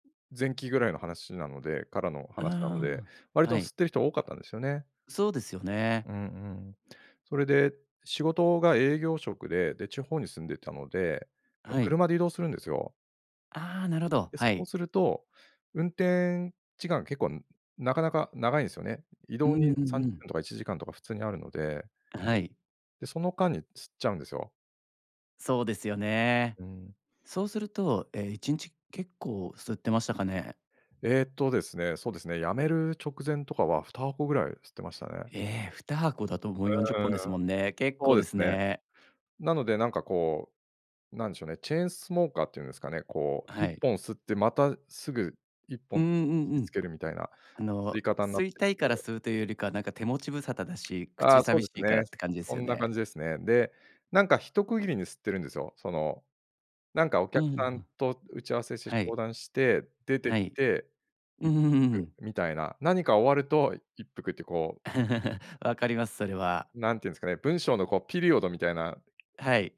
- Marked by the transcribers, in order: other background noise; laugh; laugh
- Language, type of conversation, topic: Japanese, podcast, 習慣を変えたことで、人生が変わった経験はありますか？